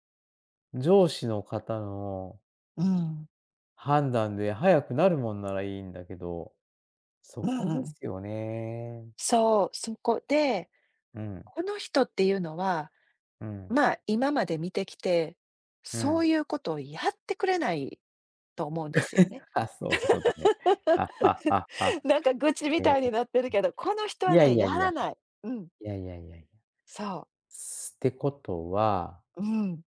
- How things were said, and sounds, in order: tapping; chuckle; laugh
- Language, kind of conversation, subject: Japanese, advice, リモート勤務や柔軟な働き方について会社とどのように調整すればよいですか？